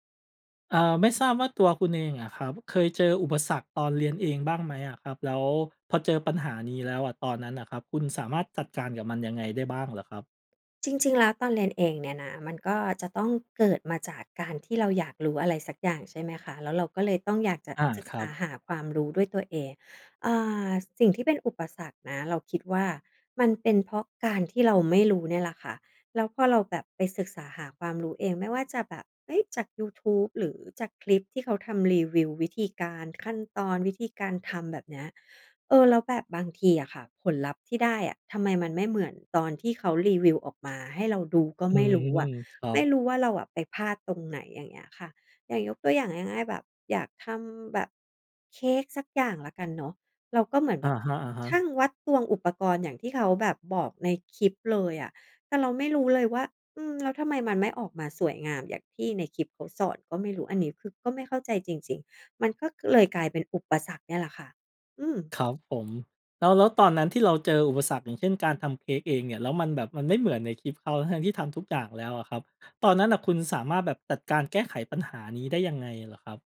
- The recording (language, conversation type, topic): Thai, podcast, เคยเจออุปสรรคตอนเรียนเองไหม แล้วจัดการยังไง?
- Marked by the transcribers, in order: none